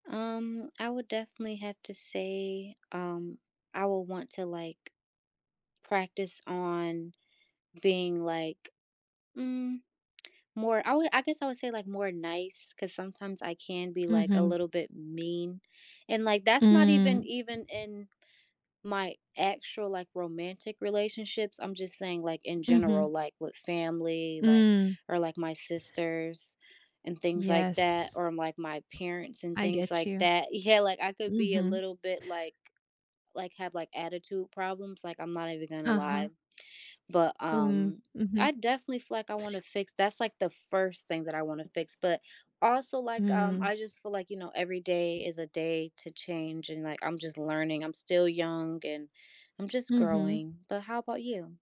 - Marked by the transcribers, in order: other background noise; laughing while speaking: "yeah"
- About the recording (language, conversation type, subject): English, unstructured, What steps can you take to build stronger connections with others this year?
- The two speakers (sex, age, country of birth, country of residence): female, 20-24, United States, United States; female, 30-34, United States, United States